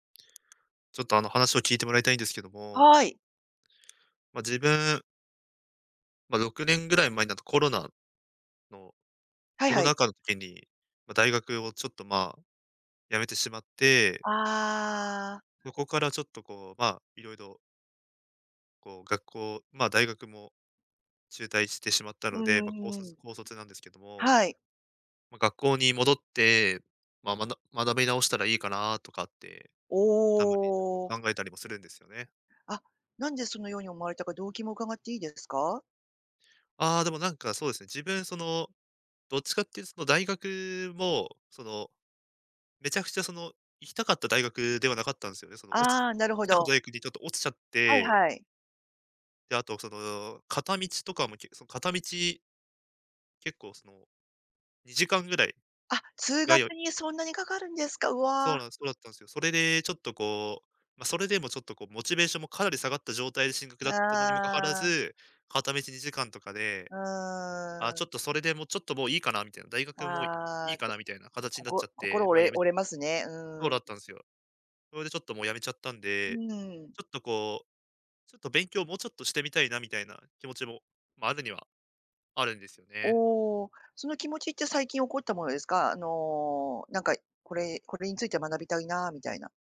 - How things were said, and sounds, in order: other noise
- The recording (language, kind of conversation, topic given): Japanese, advice, 学校に戻って学び直すべきか、どう判断すればよいですか？